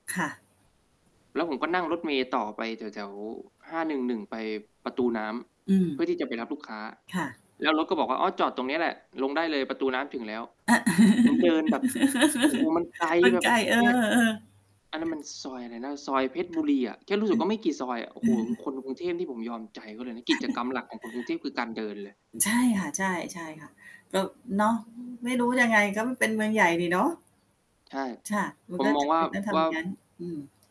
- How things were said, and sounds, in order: static; chuckle; "เนี่ย" said as "เงี่ย"; other background noise; distorted speech; chuckle
- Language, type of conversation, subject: Thai, unstructured, กิจกรรมอะไรที่คุณทำแล้วรู้สึกมีความสุขที่สุด?